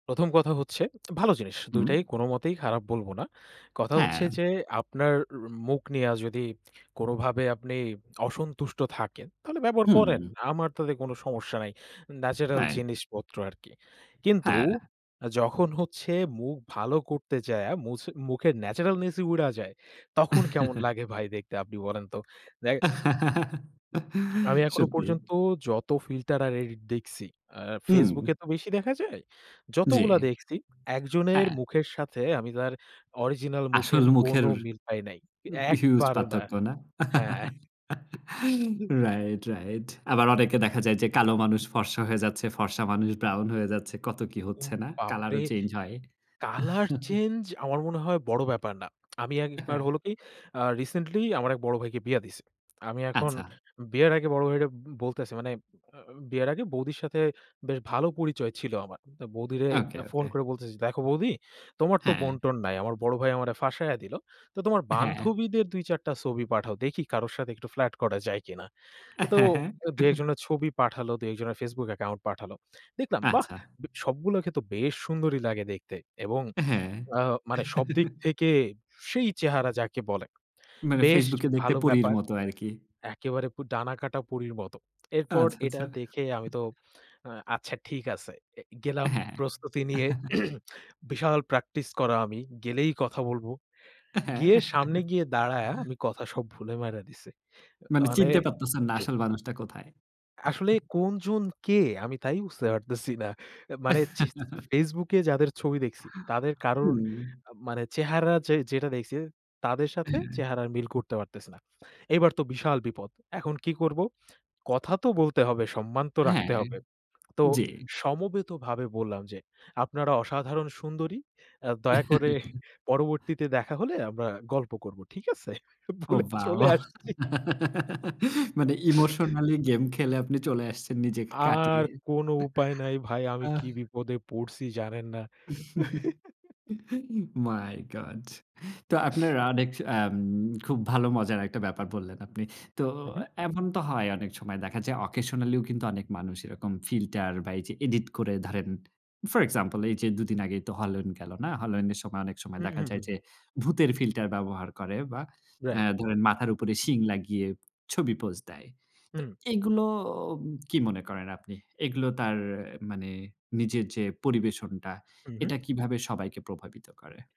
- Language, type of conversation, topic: Bengali, podcast, ফিল্টার ও সম্পাদিত ছবি দেখলে আত্মমর্যাদা কীভাবে প্রভাবিত হয়?
- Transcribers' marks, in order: tsk; giggle; giggle; tapping; giggle; chuckle; put-on voice: "উ বাপরে! কালার চেঞ্জ, আমার মনে হয় বড় ব্যাপার না"; chuckle; other background noise; chuckle; lip smack; other noise; tsk; throat clearing; chuckle; throat clearing; chuckle; chuckle; inhale; chuckle; laughing while speaking: "বলে চলে আসছি"; giggle; chuckle; chuckle; in English: "my God"; inhale; chuckle; snort